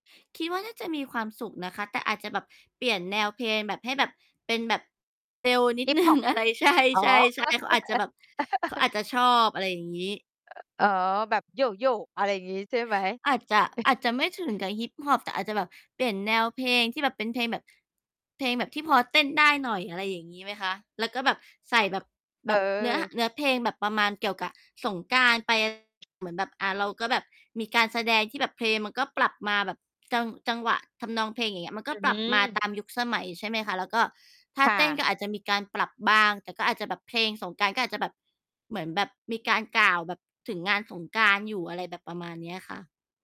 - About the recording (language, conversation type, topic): Thai, unstructured, ประเพณีใดที่คุณอยากให้คนรุ่นใหม่รู้จักมากขึ้น?
- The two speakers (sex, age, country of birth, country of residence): female, 35-39, Thailand, Thailand; female, 50-54, Thailand, Thailand
- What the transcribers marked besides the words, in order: laughing while speaking: "หนึ่ง อะไร ใช่ ๆ ๆ"; laugh; other background noise; laughing while speaking: "เออ"; distorted speech; mechanical hum